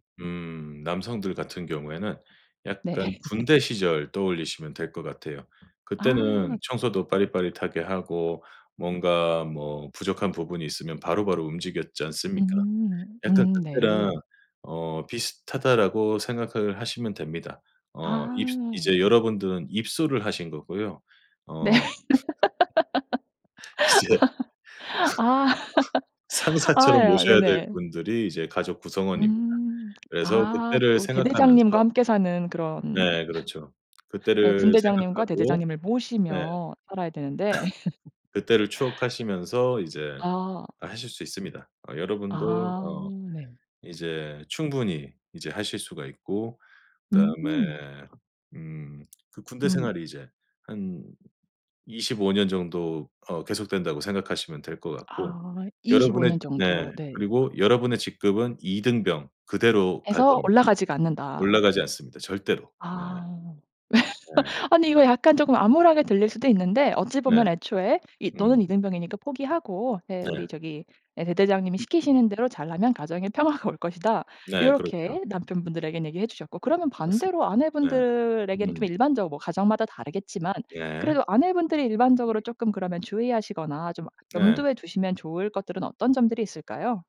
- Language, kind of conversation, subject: Korean, podcast, 맞벌이 부부는 집안일을 어떻게 조율하나요?
- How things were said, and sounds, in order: laughing while speaking: "네"; laugh; other background noise; laughing while speaking: "네. 아. 아야"; laugh; laughing while speaking: "이제 상사처럼"; laugh; cough; laugh; tapping; laugh